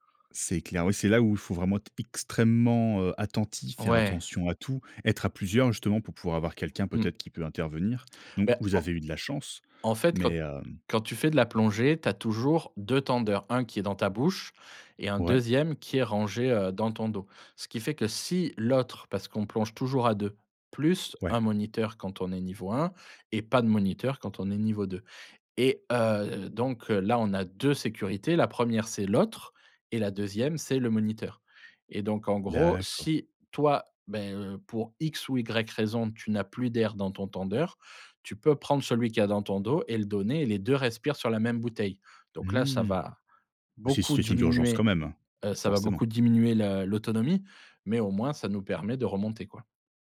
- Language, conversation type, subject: French, podcast, Quel voyage t’a réservé une surprise dont tu te souviens encore ?
- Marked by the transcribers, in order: tapping